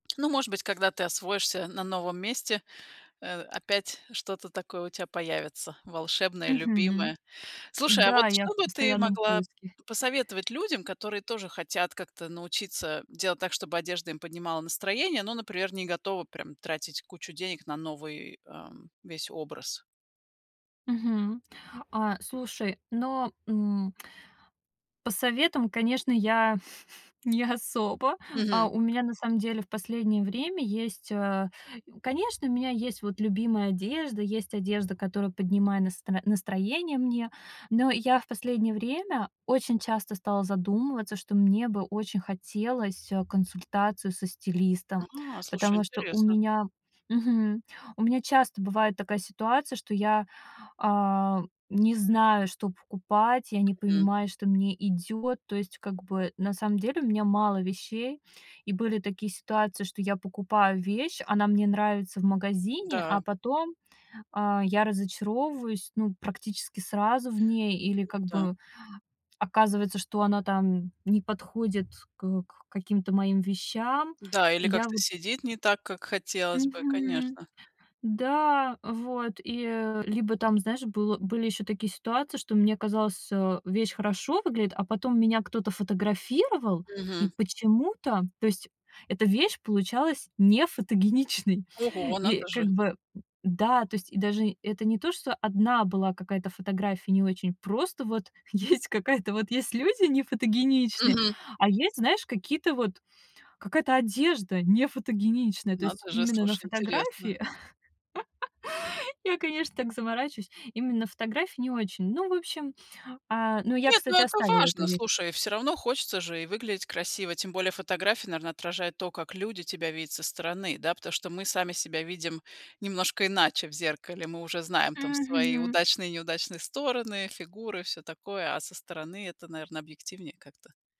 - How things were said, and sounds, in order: tapping; chuckle; chuckle; laughing while speaking: "не особо"; other noise; laughing while speaking: "нефотогеничной"; laughing while speaking: "какая-то"; laugh; other background noise
- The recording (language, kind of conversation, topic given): Russian, podcast, Как одежда влияет на твоё настроение?
- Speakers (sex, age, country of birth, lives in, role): female, 30-34, Russia, Estonia, guest; female, 40-44, Russia, United States, host